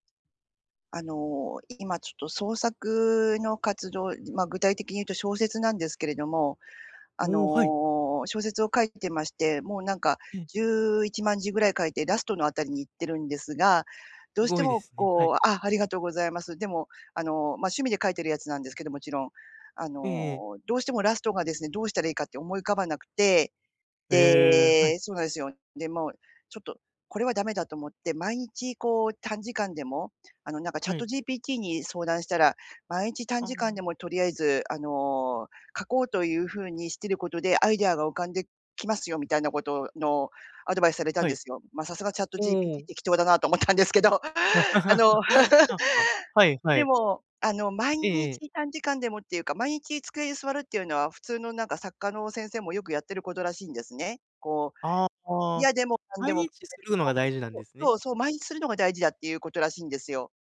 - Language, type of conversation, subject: Japanese, advice, 毎日短時間でも創作を続けられないのはなぜですか？
- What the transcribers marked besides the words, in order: laughing while speaking: "思ったんですけど"; chuckle; laugh